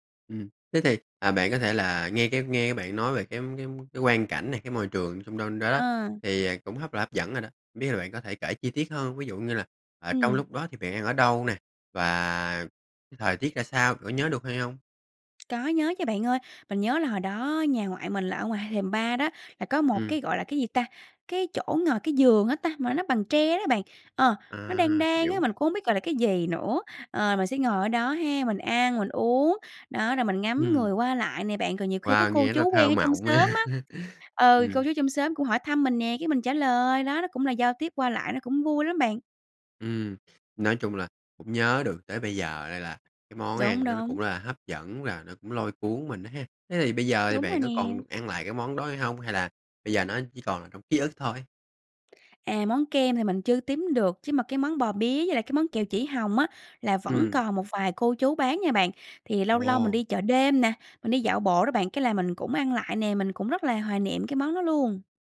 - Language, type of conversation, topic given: Vietnamese, podcast, Bạn có thể kể một kỷ niệm ăn uống thời thơ ấu của mình không?
- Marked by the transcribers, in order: tapping; other background noise; laughing while speaking: "á!"